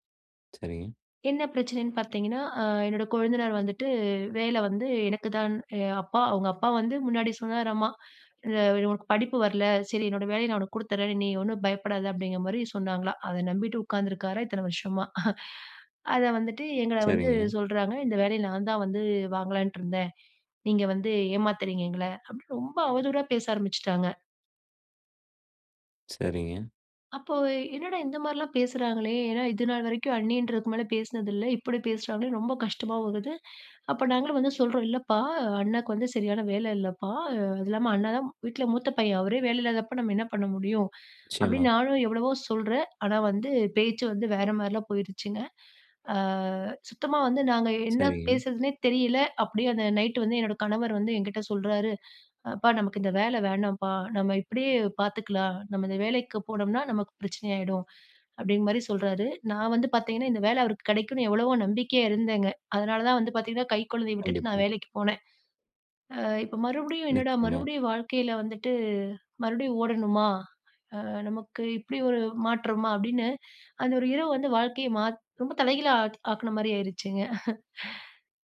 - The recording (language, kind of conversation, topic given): Tamil, podcast, உங்கள் வாழ்க்கையை மாற்றிய ஒரு தருணம் எது?
- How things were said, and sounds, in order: chuckle; "அப்போ" said as "அப்பொய்"; sad: "அ இப்ப மறுபடியும் என்னடா மறுபடியும் … ஆக்குன மாரி ஆயிருச்சுங்க"; chuckle